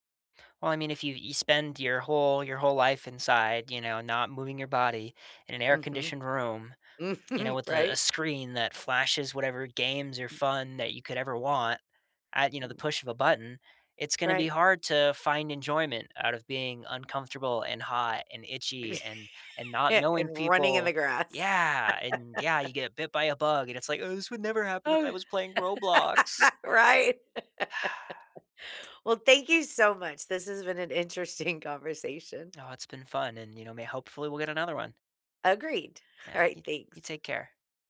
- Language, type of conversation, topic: English, unstructured, How can you convince someone that failure is part of learning?
- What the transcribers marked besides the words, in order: laughing while speaking: "Mhm"; other background noise; tapping; laugh; laugh; put-on voice: "Oh, this would never happen if I was playing Roblox"; laugh; laughing while speaking: "right"; laugh; sigh; laughing while speaking: "interesting"